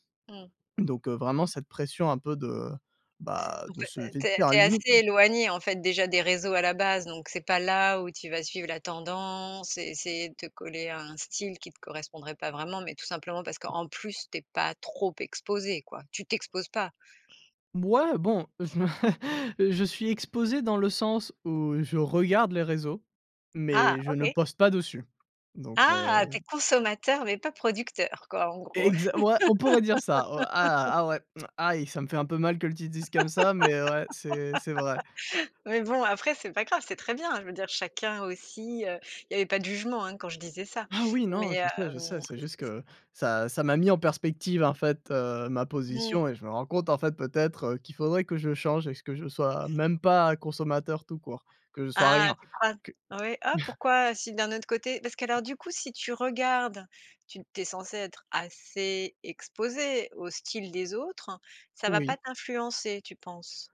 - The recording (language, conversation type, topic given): French, podcast, Comment gères-tu la pression des réseaux sociaux sur ton style ?
- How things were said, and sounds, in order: tapping; unintelligible speech; laughing while speaking: "je me"; laugh; chuckle